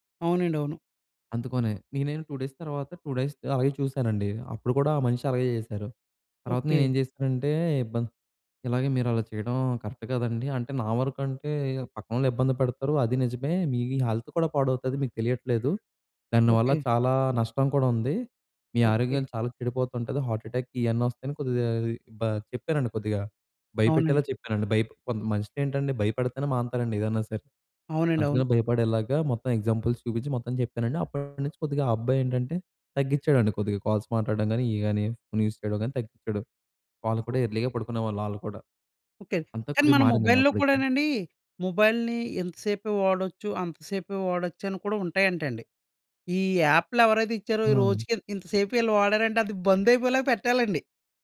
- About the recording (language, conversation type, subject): Telugu, podcast, స్క్రీన్ టైమ్‌కు కుటుంబ రూల్స్ ఎలా పెట్టాలి?
- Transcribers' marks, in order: in English: "టూ డేస్"; in English: "కరెక్ట్"; in English: "హెల్త్"; in English: "హార్ట్ అటాక్"; in English: "ఎగ్జాంపుల్స్"; in English: "కాల్స్"; in English: "యూజ్"; in English: "ఎర్లీగా"; tapping; in English: "మొబైల్‌లో"; in English: "మొబైల్‌ని"